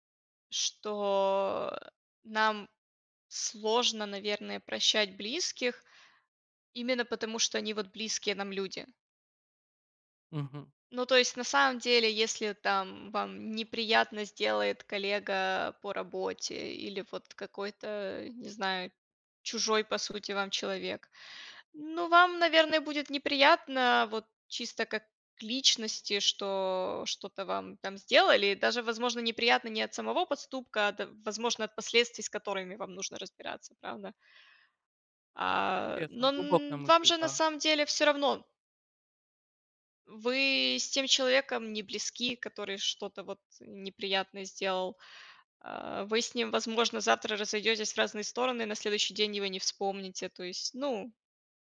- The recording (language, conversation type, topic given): Russian, unstructured, Почему, по вашему мнению, иногда бывает трудно прощать близких людей?
- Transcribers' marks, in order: tapping; other background noise